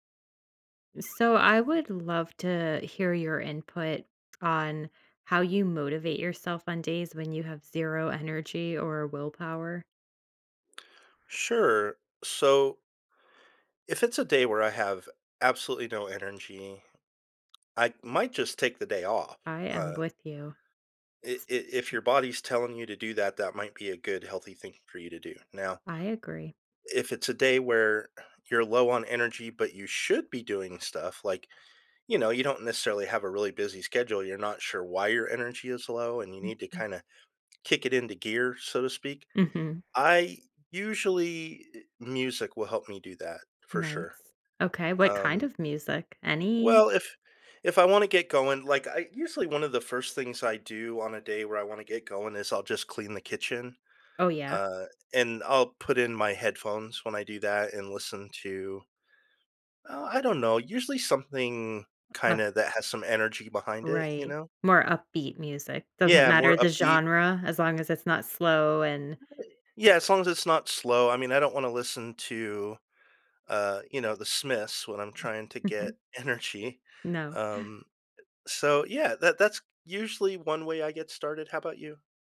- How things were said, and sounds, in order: other background noise; stressed: "should"; tapping; background speech; chuckle; laughing while speaking: "energy"
- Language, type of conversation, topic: English, unstructured, How can I motivate myself on days I have no energy?